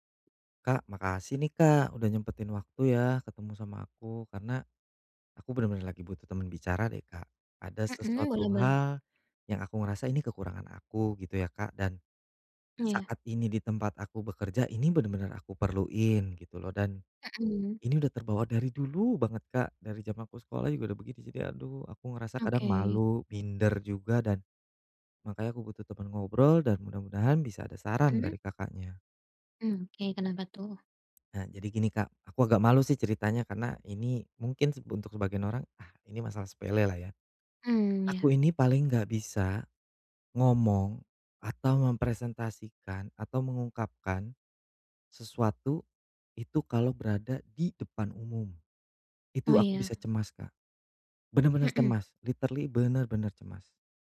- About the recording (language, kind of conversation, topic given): Indonesian, advice, Bagaimana cara mengurangi kecemasan saat berbicara di depan umum?
- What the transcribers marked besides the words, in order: in English: "literally"